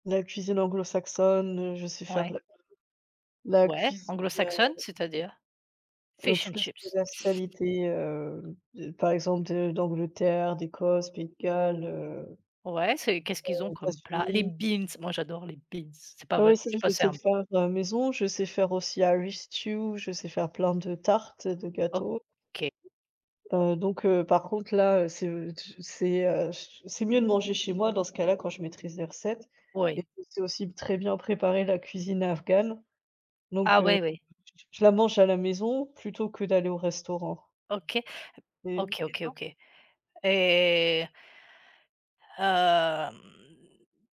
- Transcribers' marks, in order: unintelligible speech; put-on voice: "Fish and chips"; in English: "beans !"; in English: "beans"; other background noise; put-on voice: "irish stew"; unintelligible speech; drawn out: "hem"
- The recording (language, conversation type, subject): French, unstructured, Préférez-vous la cuisine maison ou les restaurants ?